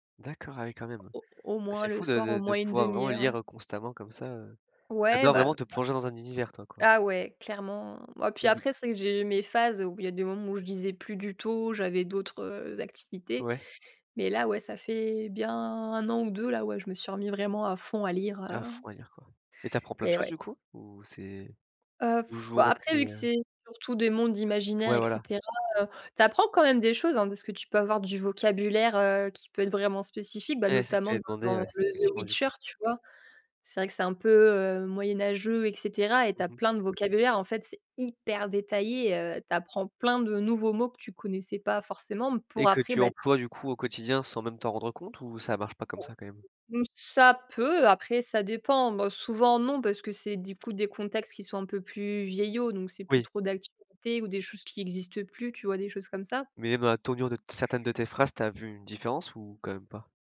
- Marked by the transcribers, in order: tapping; blowing; other background noise; stressed: "hyper"; stressed: "plein"; unintelligible speech
- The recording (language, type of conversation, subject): French, podcast, Comment choisis-tu un livre quand tu vas en librairie ?